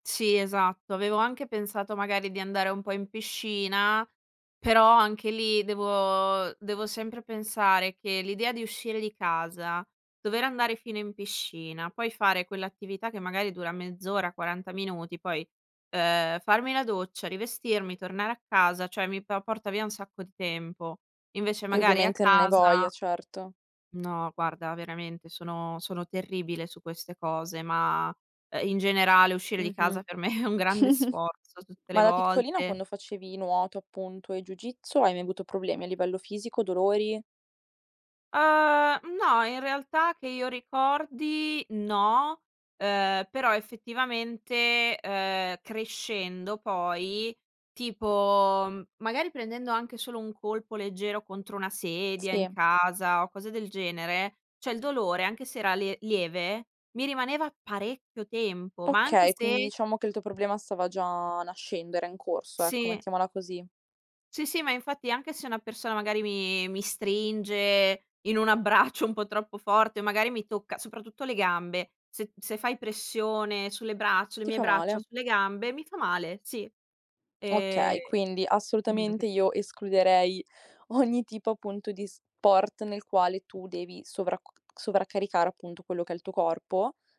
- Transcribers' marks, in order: tapping; chuckle; laughing while speaking: "per me"; "cioè" said as "ceh"; other background noise; background speech; laughing while speaking: "abbraccio"
- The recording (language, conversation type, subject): Italian, advice, Come posso fare esercizio senza rischiare di peggiorare il mio dolore cronico?